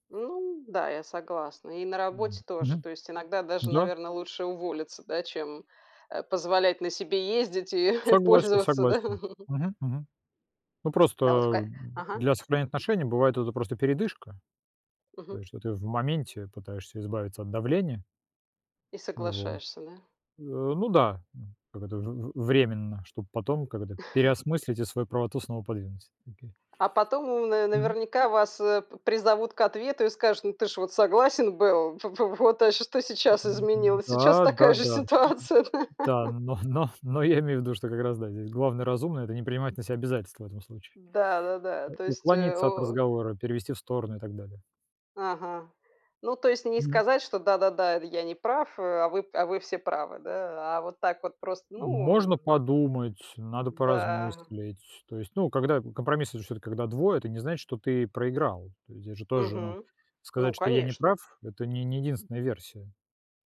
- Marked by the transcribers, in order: tapping; other background noise; laughing while speaking: "и пользоваться, да?"; chuckle; laugh
- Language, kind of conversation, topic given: Russian, unstructured, Что для тебя важнее — быть правым или сохранить отношения?